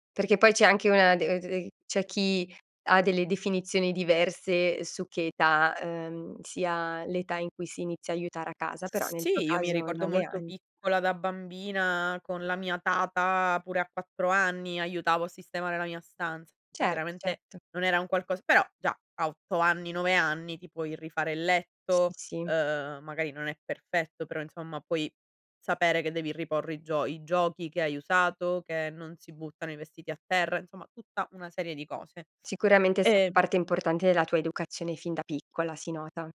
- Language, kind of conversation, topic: Italian, podcast, Come dividete i compiti di casa con gli altri?
- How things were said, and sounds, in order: none